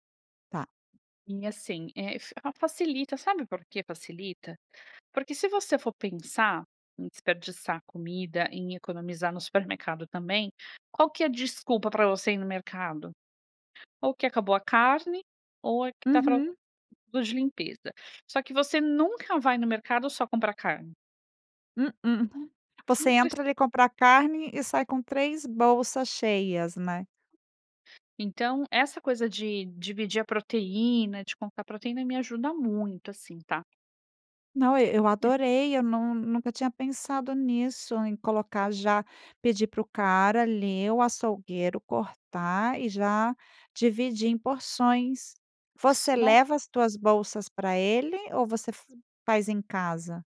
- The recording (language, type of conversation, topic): Portuguese, podcast, Como reduzir o desperdício de comida no dia a dia?
- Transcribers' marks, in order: other background noise; tapping; unintelligible speech